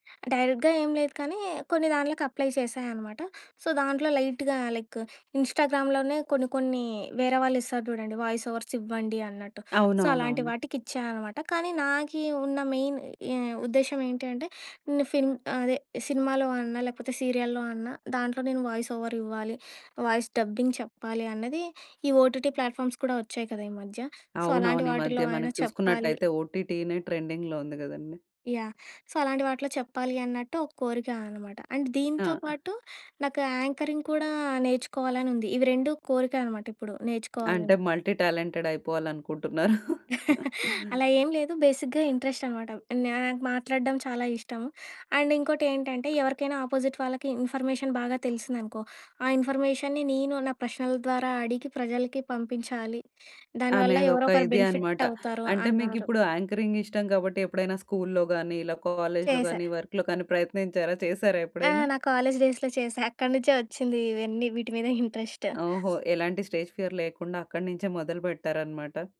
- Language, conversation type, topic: Telugu, podcast, మీరు స్వయంగా నేర్చుకున్న నైపుణ్యం ఏది?
- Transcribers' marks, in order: in English: "డైరెక్ట్‌గా"; in English: "అప్లై"; in English: "సో"; in English: "లైట్‌గా లైక్ ఇంస్టాగ్రామ్‌లోనే"; in English: "వాయిసోవర్స్"; in English: "సో"; in English: "మెయిన్"; in English: "ఫిల్మ్"; in English: "వాయిస్ డబ్బింగ్"; in English: "ఓటీటీ ప్లాట్ఫామ్స్"; in English: "సో"; in English: "ఓటీటీ‌నే ట్రెండింగ్‌లో"; in English: "సో"; in English: "అండ్"; in English: "యాంకరింగ్"; tapping; in English: "మల్టీ"; chuckle; in English: "బేసిక్‌గా"; in English: "అండ్"; in English: "అపోజిట్"; in English: "ఇన్ఫర్మేషన్"; in English: "ఇన్ఫర్మేషన్‌ని"; in English: "వర్క్‌లో"; in English: "కాలేజ్ డేస్‌లో"; in English: "ఇంట్రెస్ట్"; other background noise; in English: "స్టేజ్ ఫియర్"